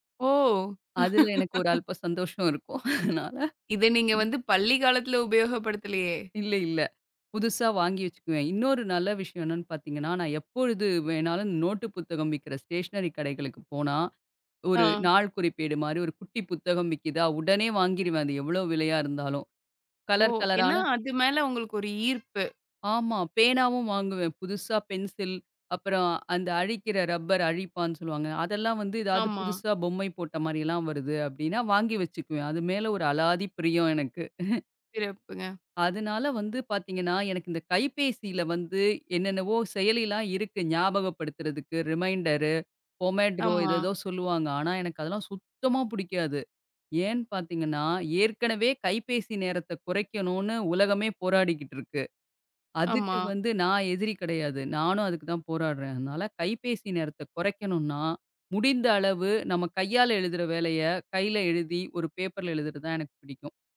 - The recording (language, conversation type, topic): Tamil, podcast, கைபேசியில் குறிப்பெடுப்பதா அல்லது காகிதத்தில் குறிப்பெடுப்பதா—நீங்கள் எதைத் தேர்வு செய்வீர்கள்?
- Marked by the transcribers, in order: laugh; other background noise; laughing while speaking: "அதனால"; tapping; in English: "ஸ்டேஷ்னரி"; chuckle; in English: "ரிமைண்டரு"